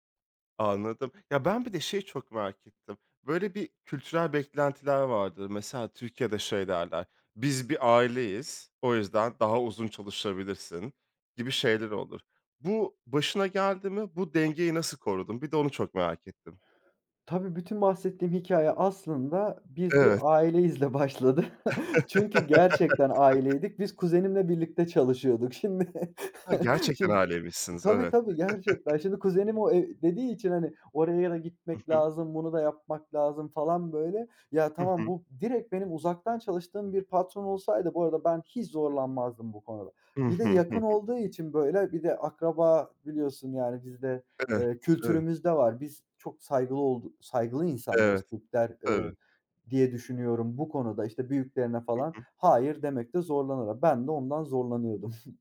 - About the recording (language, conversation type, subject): Turkish, podcast, İş-yaşam dengesini korumak için hangi sınırları koyarsın?
- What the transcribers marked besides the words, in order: chuckle; laugh; unintelligible speech; chuckle; chuckle; snort